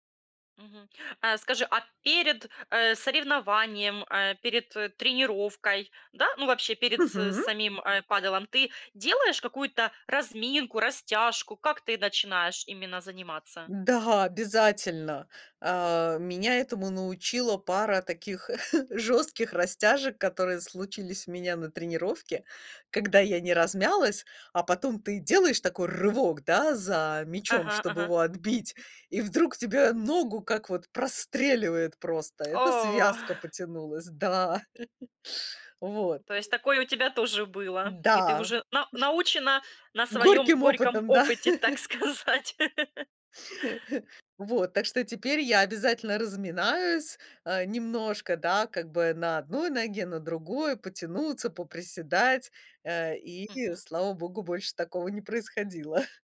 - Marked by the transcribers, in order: other background noise; chuckle; tapping; exhale; chuckle; chuckle; laugh; laughing while speaking: "сказать"; laugh; chuckle
- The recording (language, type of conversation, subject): Russian, podcast, Почему тебе нравится твоё любимое хобби?